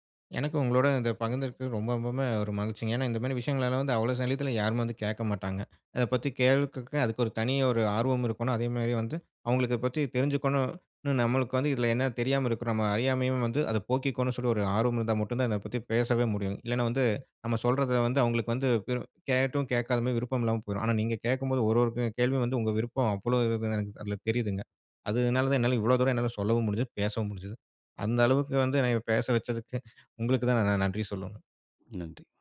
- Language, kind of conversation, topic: Tamil, podcast, பேஸ்புக்கில் கிடைக்கும் லைக் மற்றும் கருத்துகளின் அளவு உங்கள் மனநிலையை பாதிக்கிறதா?
- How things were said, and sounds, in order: other background noise; "கேட்க" said as "கேள்கக்க"